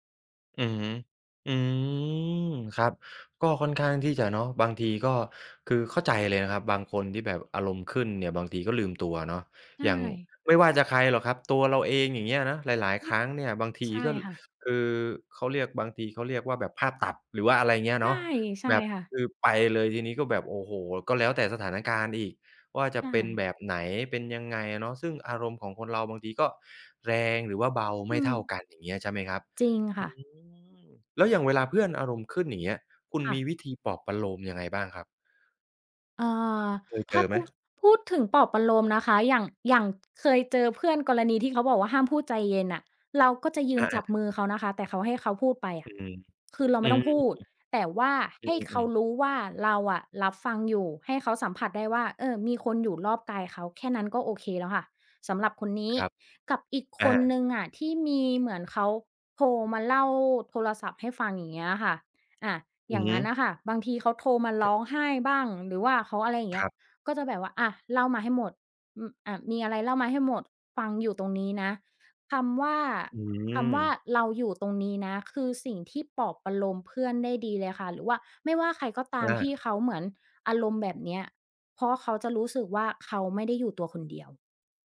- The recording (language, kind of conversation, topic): Thai, podcast, ทำอย่างไรจะเป็นเพื่อนที่รับฟังได้ดีขึ้น?
- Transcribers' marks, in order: tapping